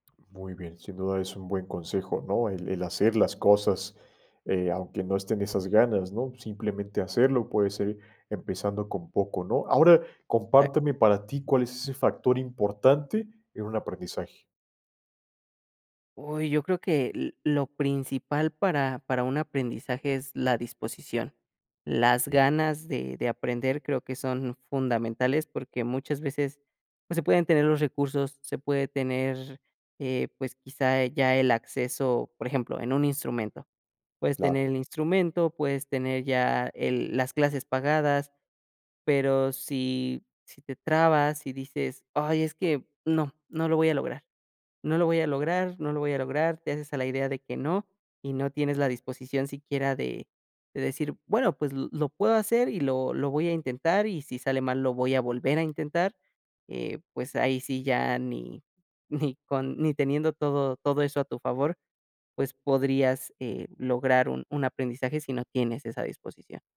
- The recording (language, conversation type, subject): Spanish, podcast, ¿Cómo influye el miedo a fallar en el aprendizaje?
- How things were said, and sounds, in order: unintelligible speech